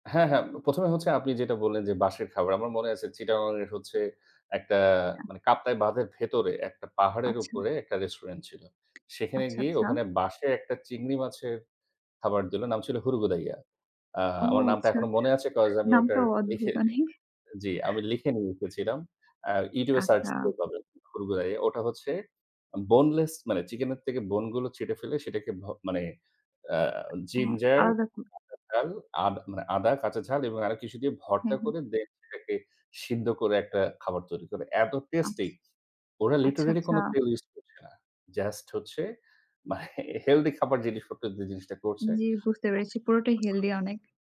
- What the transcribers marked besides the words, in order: other background noise; unintelligible speech; tapping; in French: "Restaurant"; laughing while speaking: "নামটাও অদ্ভুত অনেক"; in English: "cause"; unintelligible speech; in English: "Boneless"; in English: "Bone"; in English: "Ginger"; in English: "then"; "আচ্ছা" said as "আচ্ছ"; in English: "literally"; laughing while speaking: "মানে হেলদি খাবার জিনিসপত্র দিয়ে জিনিসটা করছে"; unintelligible speech
- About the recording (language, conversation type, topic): Bengali, unstructured, ছুটি কাটানোর জন্য আপনার প্রিয় গন্তব্য কোথায়?